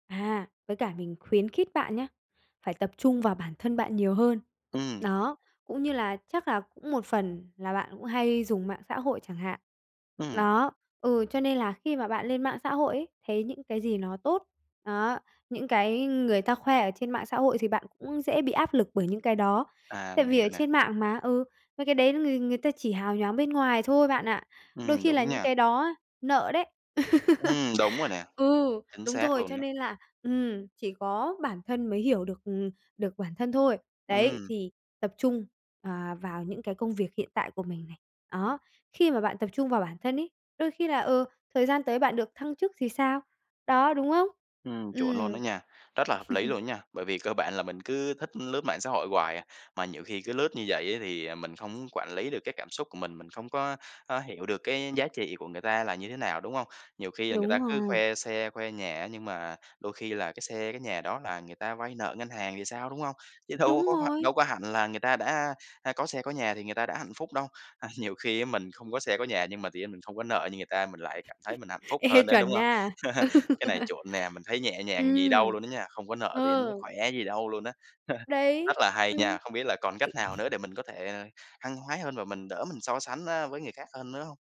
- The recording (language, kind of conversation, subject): Vietnamese, advice, Việc so sánh thành tựu của mình với người khác đã khiến bạn mất định hướng như thế nào?
- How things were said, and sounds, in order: tapping; other background noise; laugh; laugh; laughing while speaking: "đâu"; laughing while speaking: "nhiều"; laugh; laughing while speaking: "Ê"; laugh; laughing while speaking: "Ừ"; laugh